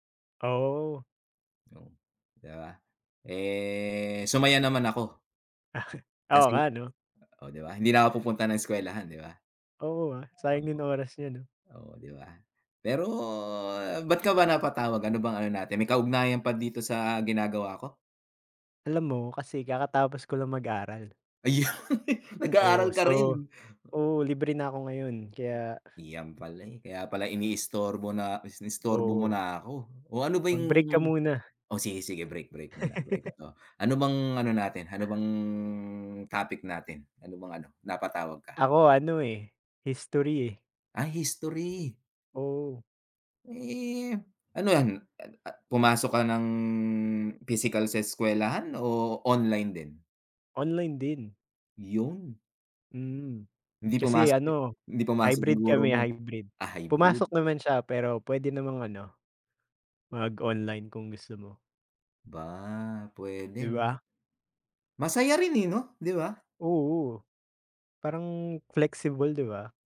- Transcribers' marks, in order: laughing while speaking: "Ayun"; chuckle; drawn out: "bang"; drawn out: "ng"
- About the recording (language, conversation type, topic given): Filipino, unstructured, Paano nagbago ang paraan ng pag-aaral dahil sa mga plataporma sa internet para sa pagkatuto?